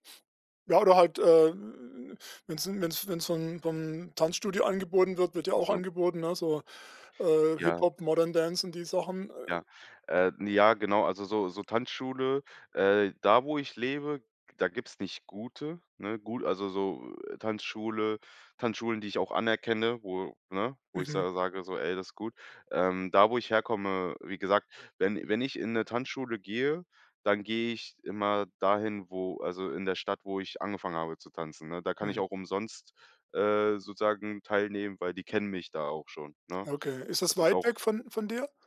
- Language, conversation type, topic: German, advice, Wie finde ich nach einer langen Pause wieder Motivation für Sport?
- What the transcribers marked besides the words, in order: other noise; other background noise